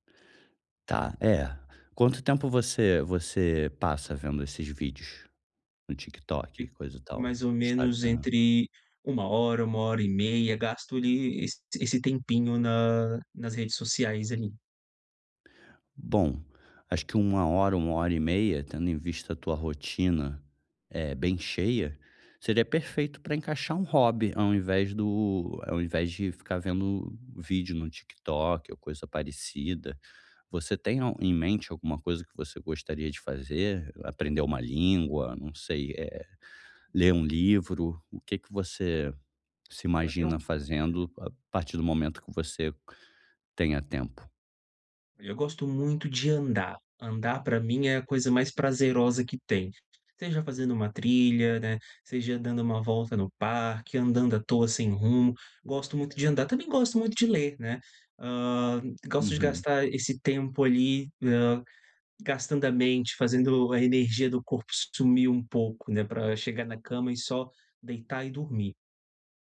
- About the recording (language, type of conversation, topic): Portuguese, advice, Como posso conciliar o trabalho com tempo para meus hobbies?
- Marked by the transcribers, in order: other background noise; unintelligible speech